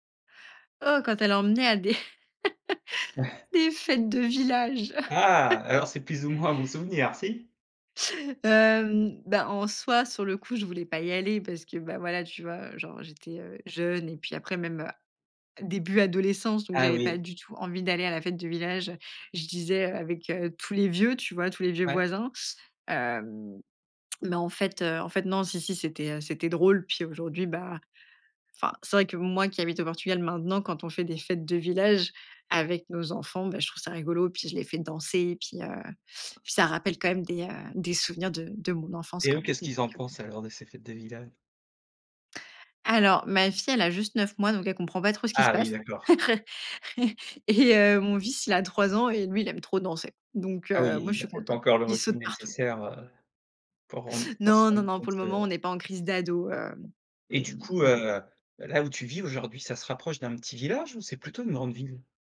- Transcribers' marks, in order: laughing while speaking: "des fêtes de village"; stressed: "Ah"; tapping; other background noise; snort
- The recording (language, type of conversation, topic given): French, podcast, Raconte un souvenir d'enfance lié à tes origines